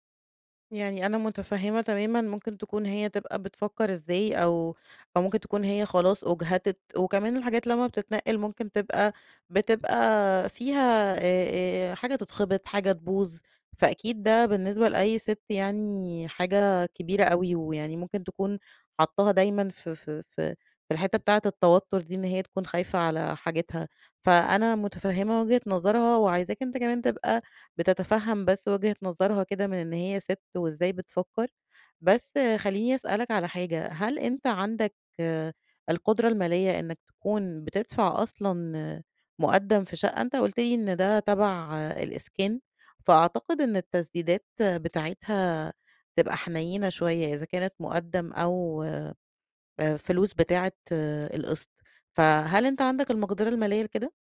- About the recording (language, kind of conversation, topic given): Arabic, advice, هل أشتري بيت كبير ولا أكمل في سكن إيجار مرن؟
- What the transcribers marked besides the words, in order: none